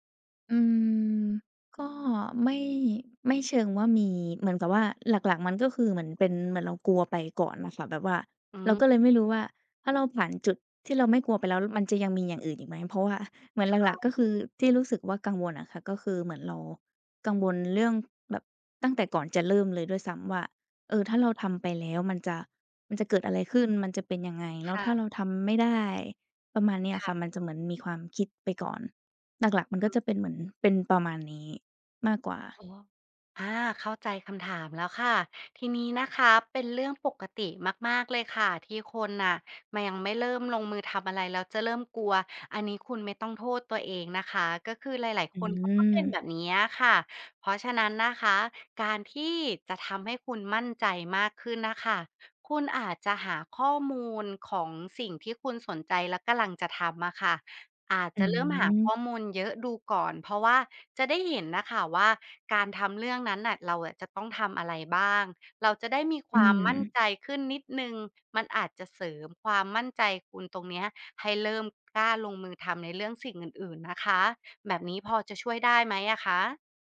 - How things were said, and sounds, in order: drawn out: "อืม"; background speech; tapping; other background noise; drawn out: "อืม"
- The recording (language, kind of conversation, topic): Thai, advice, คุณรู้สึกกลัวความล้มเหลวจนไม่กล้าเริ่มลงมือทำอย่างไร